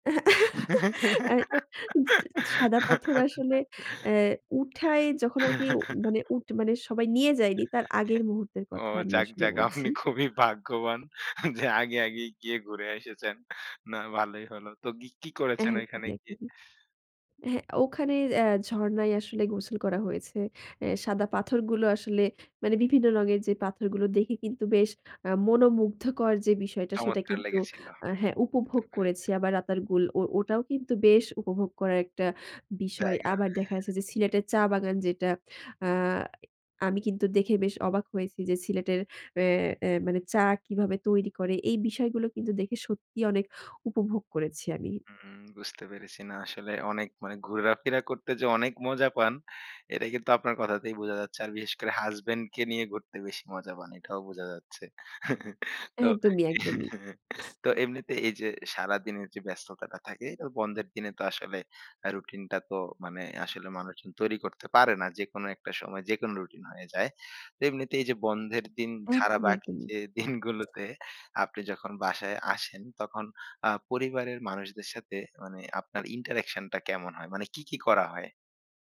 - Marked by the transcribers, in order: chuckle; laughing while speaking: "সাদা পাথর আসলে"; giggle; other background noise; laughing while speaking: "যাক, যাক, আপনি খুবই ভাগ্যবান যে আগে আগেই গিয়ে ঘুরে এসেছেন"; chuckle; sniff; laughing while speaking: "দিনগুলোতে"; in English: "ইন্টারেকশন"
- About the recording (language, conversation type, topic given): Bengali, podcast, আপনি কীভাবে নিজের কাজ আর ব্যক্তিগত জীবনের মধ্যে ভারসাম্য বজায় রাখেন?
- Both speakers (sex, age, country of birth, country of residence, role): female, 45-49, Bangladesh, Bangladesh, guest; male, 25-29, Bangladesh, Bangladesh, host